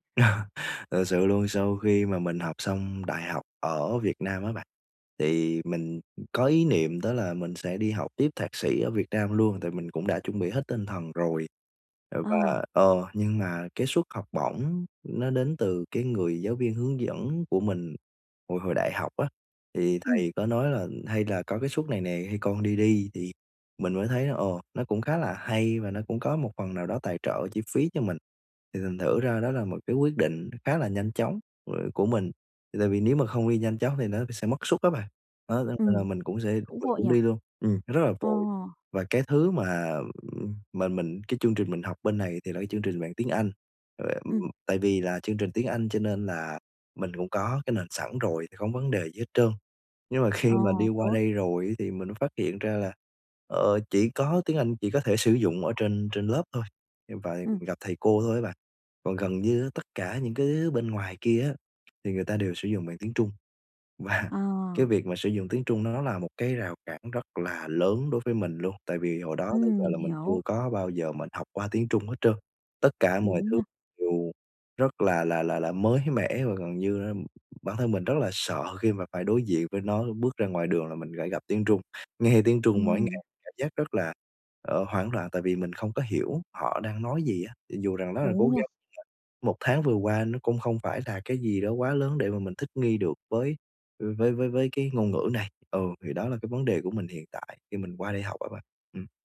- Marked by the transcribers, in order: chuckle; other background noise; tapping; unintelligible speech; unintelligible speech; laughing while speaking: "Và"; laughing while speaking: "mới"; laughing while speaking: "nghe"; background speech
- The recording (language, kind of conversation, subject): Vietnamese, advice, Làm thế nào để tôi thích nghi nhanh chóng ở nơi mới?